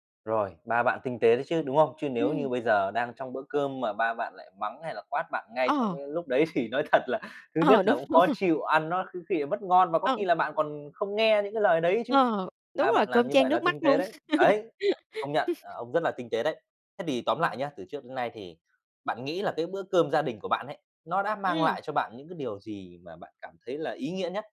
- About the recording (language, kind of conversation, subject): Vietnamese, podcast, Bạn nghĩ bữa cơm gia đình quan trọng như thế nào đối với mọi người?
- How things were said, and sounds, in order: laughing while speaking: "thì nói thật là"; laughing while speaking: "Ờ, đúng, đúng rồi"; laughing while speaking: "luôn"; laugh; other background noise